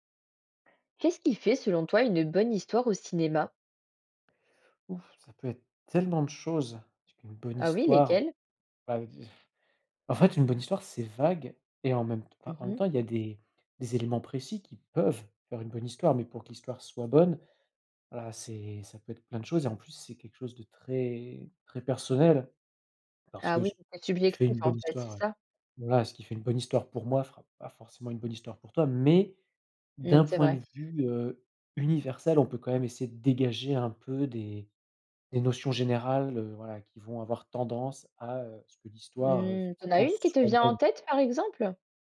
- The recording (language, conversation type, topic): French, podcast, Qu’est-ce qui fait, selon toi, une bonne histoire au cinéma ?
- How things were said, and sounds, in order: stressed: "tellement"; stressed: "mais"